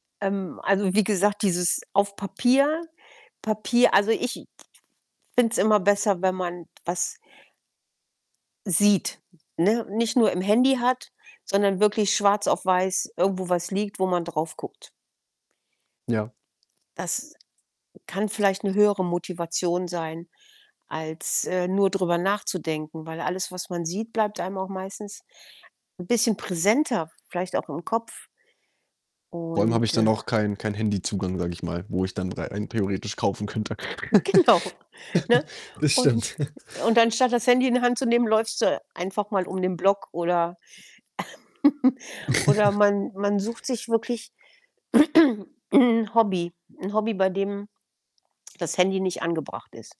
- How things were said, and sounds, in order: static; distorted speech; other background noise; laughing while speaking: "Genau"; giggle; chuckle; chuckle; giggle; throat clearing
- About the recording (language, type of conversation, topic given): German, advice, Wie kann ich meine Einkaufsimpulse erkennen und sie langfristig unter Kontrolle bringen?
- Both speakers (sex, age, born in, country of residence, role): female, 55-59, Germany, Germany, advisor; male, 20-24, Germany, France, user